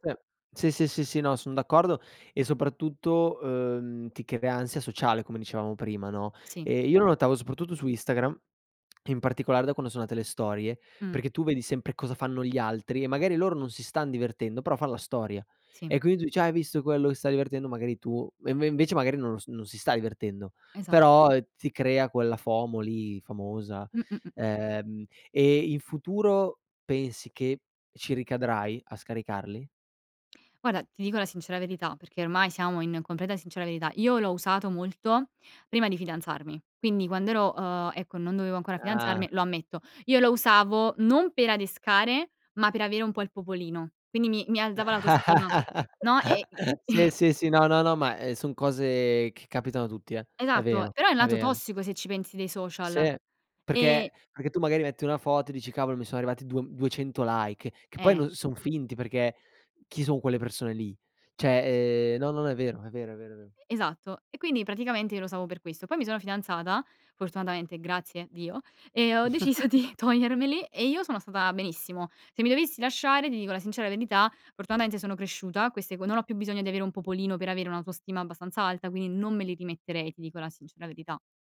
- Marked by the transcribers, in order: "Sì" said as "seh"; "cioè" said as "ceh"; in English: "FOMO"; laugh; chuckle; "Sì" said as "seh"; laughing while speaking: "deciso di togliermeli"; chuckle; "verità" said as "venità"
- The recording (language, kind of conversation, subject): Italian, podcast, Che ruolo hanno i social media nella visibilità della tua comunità?